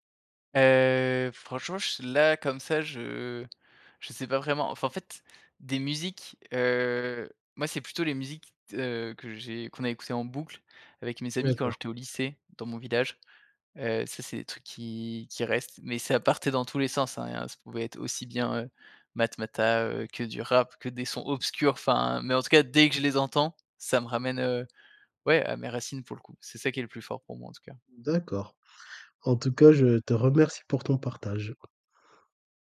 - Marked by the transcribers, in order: tapping; other background noise; chuckle; stressed: "dès"
- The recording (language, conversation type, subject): French, podcast, Comment ta culture a-t-elle influencé tes goûts musicaux ?